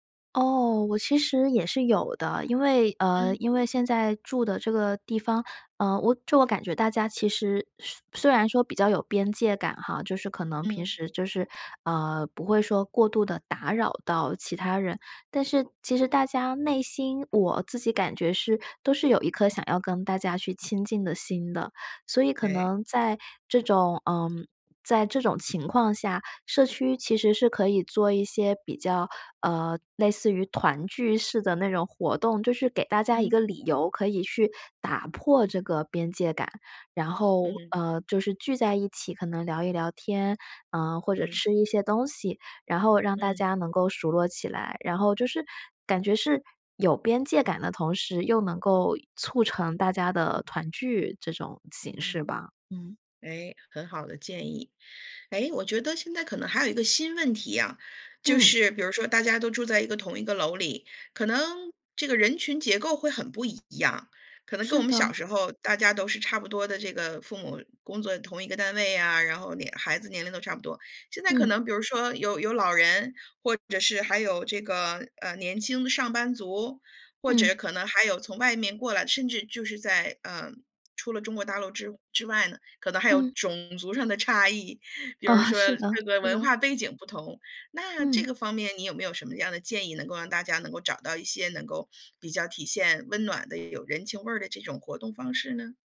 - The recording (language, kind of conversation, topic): Chinese, podcast, 如何让社区更温暖、更有人情味？
- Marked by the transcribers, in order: other background noise; laughing while speaking: "哦"